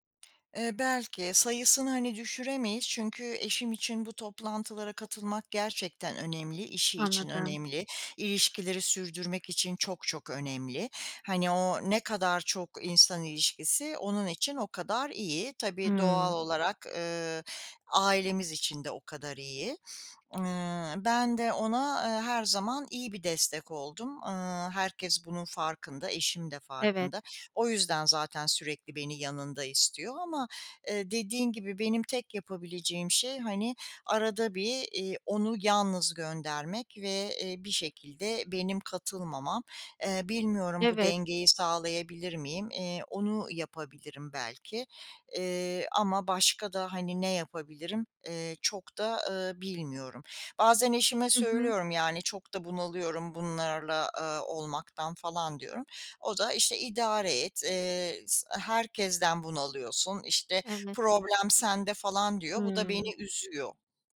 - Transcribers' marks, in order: other background noise
- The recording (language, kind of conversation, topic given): Turkish, advice, Kutlamalarda sosyal beklenti baskısı yüzünden doğal olamıyorsam ne yapmalıyım?